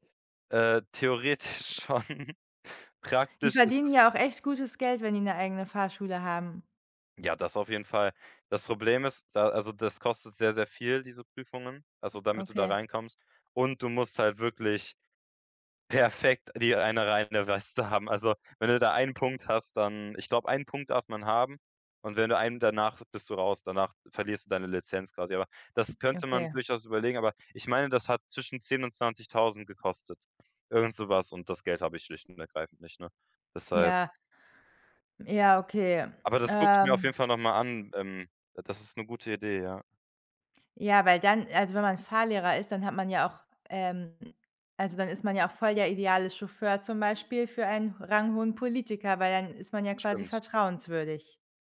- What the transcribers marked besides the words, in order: laughing while speaking: "theoretisch schon"
- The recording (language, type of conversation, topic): German, advice, Worauf sollte ich meine Aufmerksamkeit richten, wenn meine Prioritäten unklar sind?